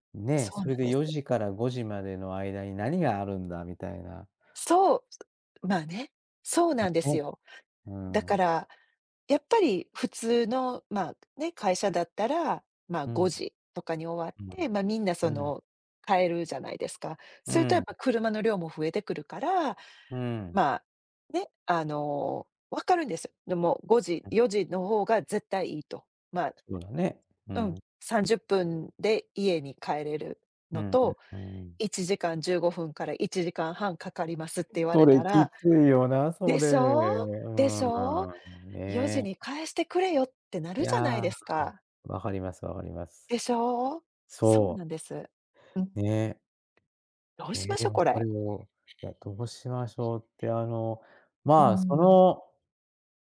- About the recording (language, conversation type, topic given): Japanese, advice, リモート勤務や柔軟な働き方について会社とどのように調整すればよいですか？
- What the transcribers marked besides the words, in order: tapping; unintelligible speech; unintelligible speech; unintelligible speech; other background noise; other noise